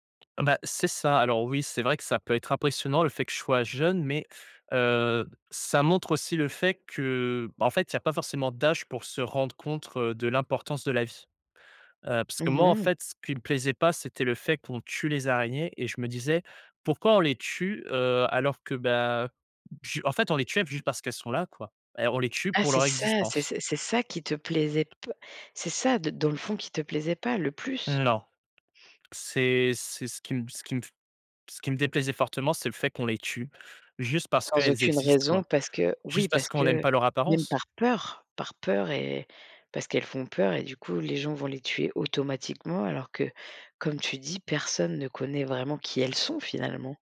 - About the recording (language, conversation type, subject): French, podcast, Peux-tu raconter une fois où tu as affronté une de tes peurs ?
- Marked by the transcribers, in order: tapping; "compte" said as "comptre"; other background noise